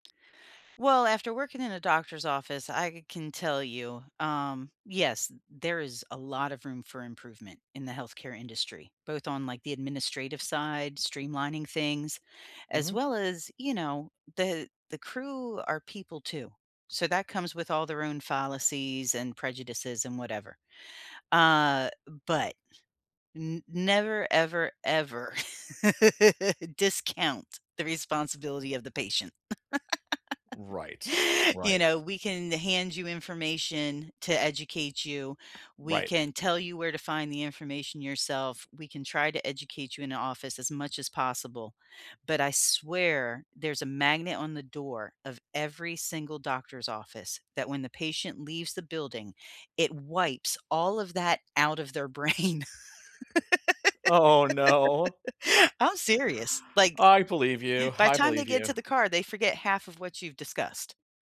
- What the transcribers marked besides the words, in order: laugh; laugh; tapping; laugh
- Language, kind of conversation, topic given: English, unstructured, How do you feel about how companies use your personal data?